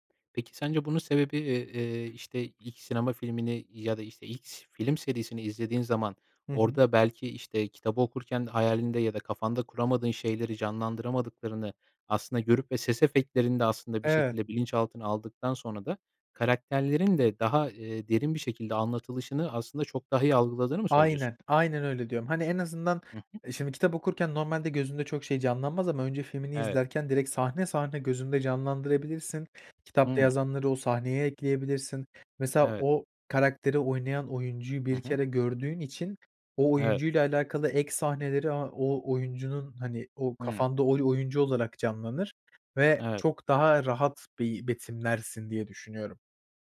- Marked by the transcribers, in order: other background noise
- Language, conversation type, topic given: Turkish, podcast, Bir kitabı filme uyarlasalar, filmde en çok neyi görmek isterdin?